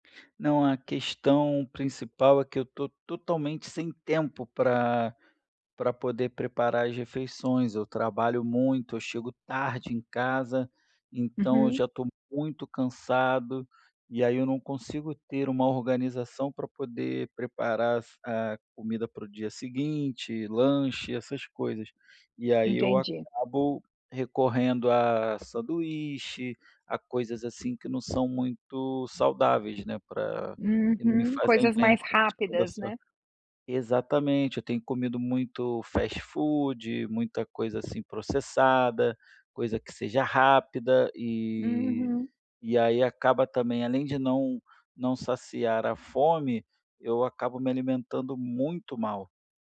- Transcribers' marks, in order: tapping; other background noise; in English: "fast food"
- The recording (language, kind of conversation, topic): Portuguese, advice, Como você lida com a falta de tempo para preparar refeições saudáveis durante a semana?